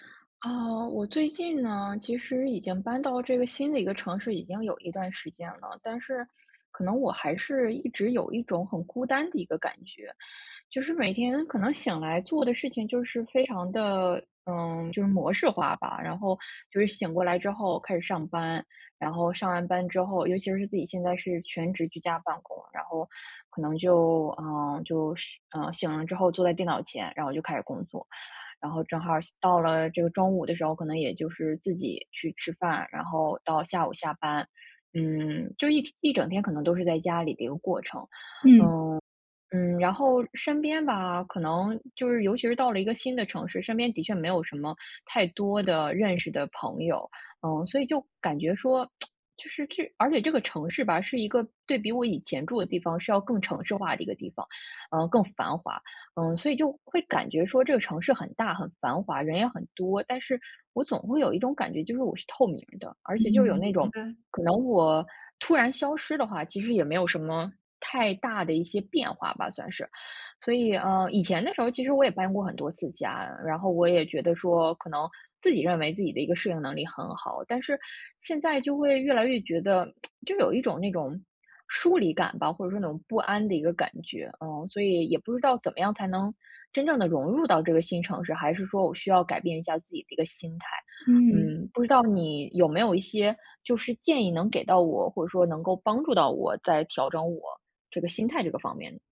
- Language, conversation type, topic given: Chinese, advice, 搬到新城市后，我感到孤独和不安，该怎么办？
- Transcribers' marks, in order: lip smack; lip smack